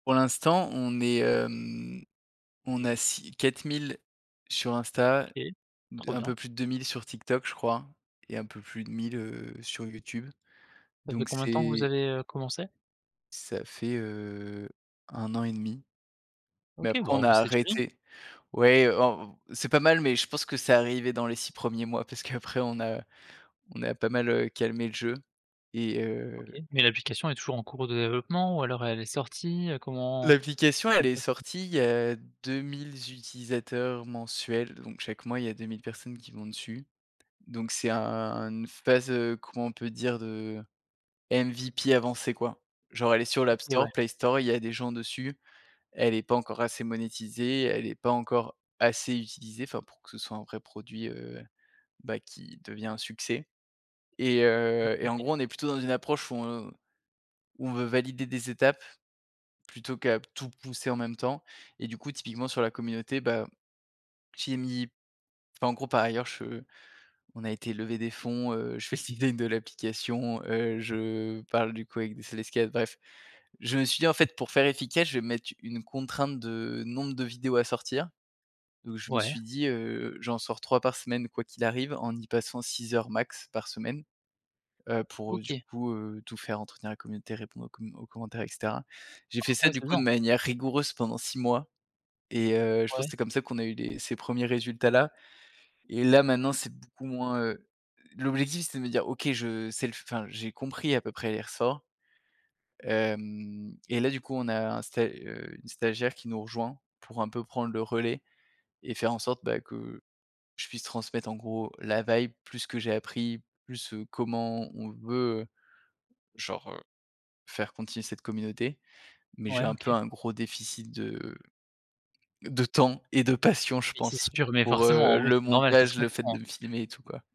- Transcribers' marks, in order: unintelligible speech; unintelligible speech; other noise; tapping
- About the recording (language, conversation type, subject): French, podcast, Comment un créateur construit-il une vraie communauté fidèle ?